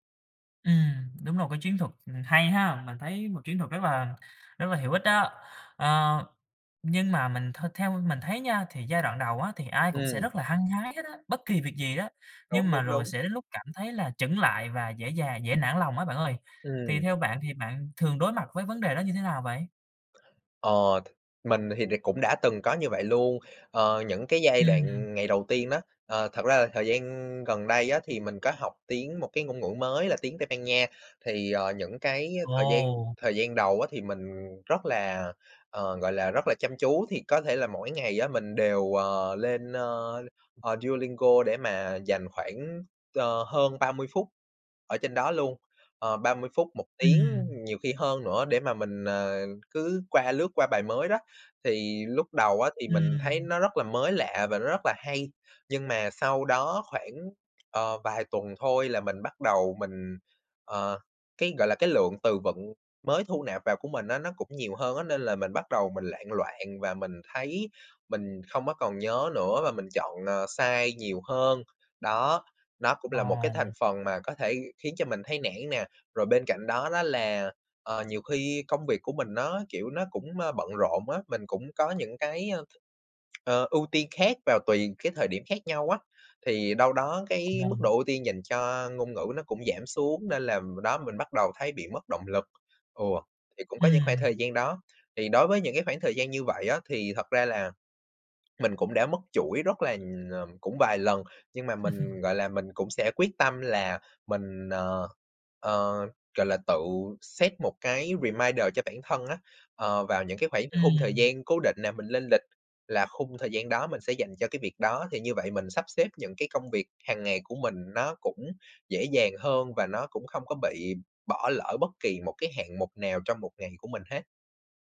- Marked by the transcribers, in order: tapping; unintelligible speech; laugh; in English: "set"; in English: "reminder"
- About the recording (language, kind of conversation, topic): Vietnamese, podcast, Làm thế nào để học một ngoại ngữ hiệu quả?